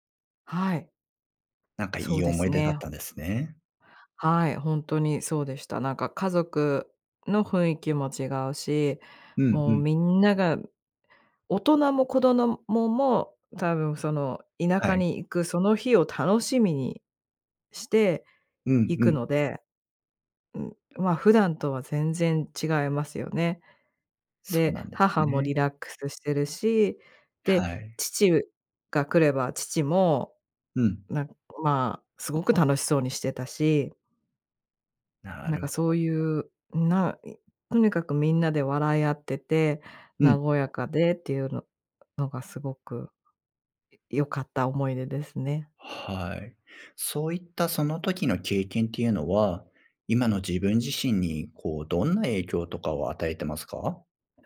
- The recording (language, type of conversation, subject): Japanese, podcast, 子どもの頃の一番の思い出は何ですか？
- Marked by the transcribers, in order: "子ども" said as "こどの"; other noise